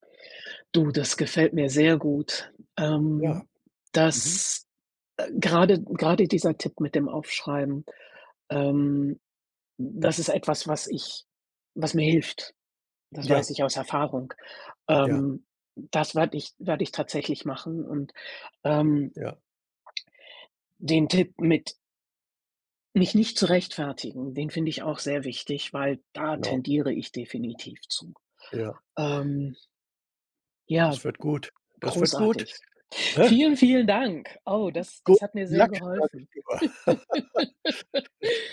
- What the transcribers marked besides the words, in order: swallow; other noise; joyful: "Oh, das das hat mir sehr geholfen"; in English: "Good Luck"; laugh
- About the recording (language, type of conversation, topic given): German, advice, Wie kann ich meine Unsicherheit vor einer Gehaltsverhandlung oder einem Beförderungsgespräch überwinden?